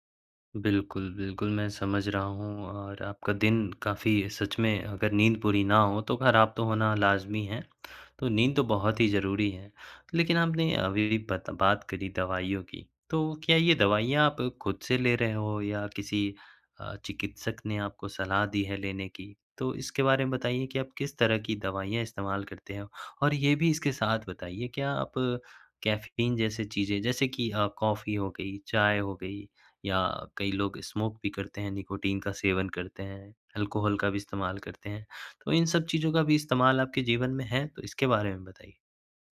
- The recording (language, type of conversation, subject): Hindi, advice, स्क्रीन देर तक देखने के बाद नींद न आने की समस्या
- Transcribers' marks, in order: in English: "स्मोक"; in English: "अल्कोहल"